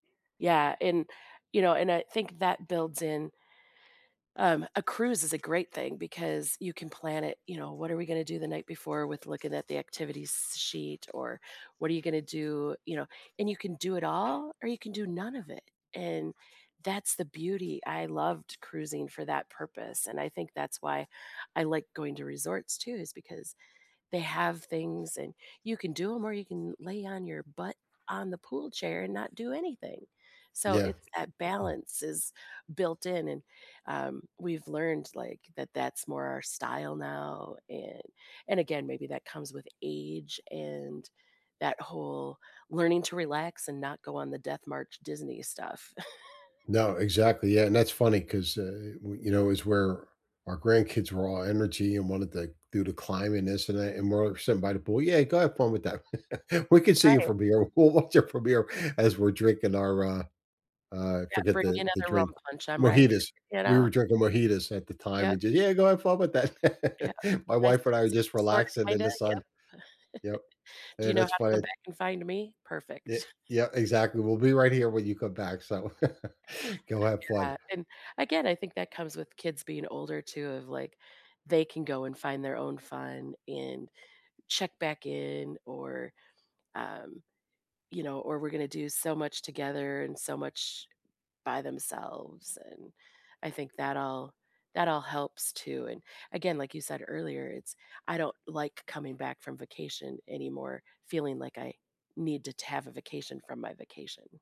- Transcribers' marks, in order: other background noise; swallow; chuckle; chuckle; laughing while speaking: "we'll watch you from here"; tapping; "mojitos" said as "mojitas"; "mojitos" said as "mojitas"; chuckle; chuckle; chuckle
- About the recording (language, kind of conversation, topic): English, unstructured, How do you balance planning and spontaneity on trips?
- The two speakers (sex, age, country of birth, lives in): female, 50-54, United States, United States; male, 65-69, United States, United States